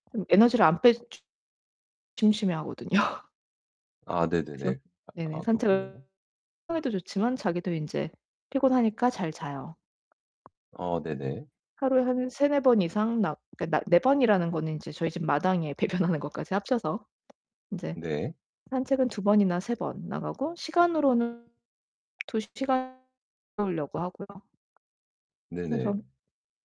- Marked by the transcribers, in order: laughing while speaking: "하거든요"; distorted speech; unintelligible speech; tapping; laughing while speaking: "배변하는"; unintelligible speech; other background noise
- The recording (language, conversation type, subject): Korean, advice, 저녁에 긴장을 풀고 잠들기 전에 어떤 루틴을 만들면 좋을까요?